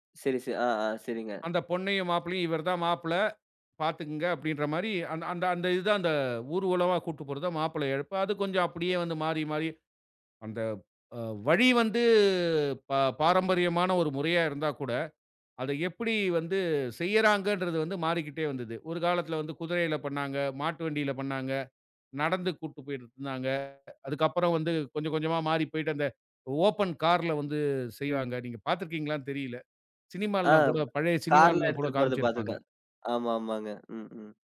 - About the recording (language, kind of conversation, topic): Tamil, podcast, பாரம்பரியம் மற்றும் புதுமை இடையே நீ எவ்வாறு சமநிலையை பெறுவாய்?
- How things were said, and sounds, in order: other background noise